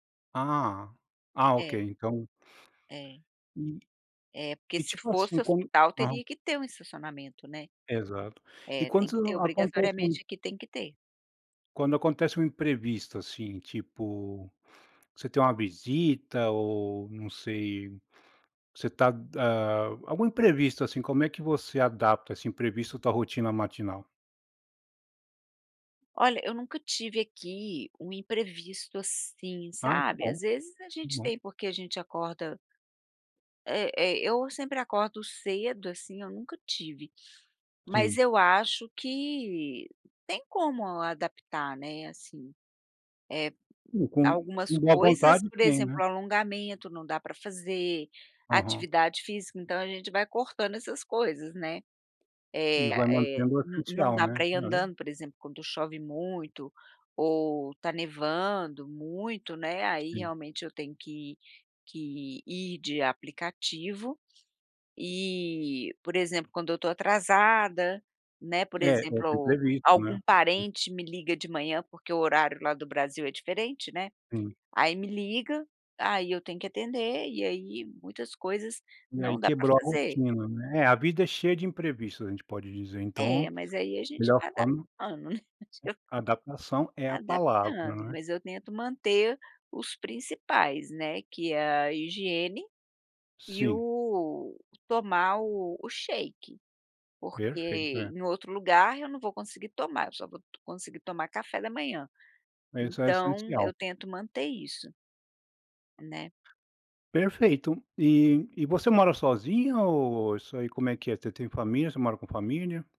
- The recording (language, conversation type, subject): Portuguese, podcast, Como é a sua rotina matinal em dias comuns?
- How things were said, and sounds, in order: tapping; laughing while speaking: "né"; laugh; in English: "shake"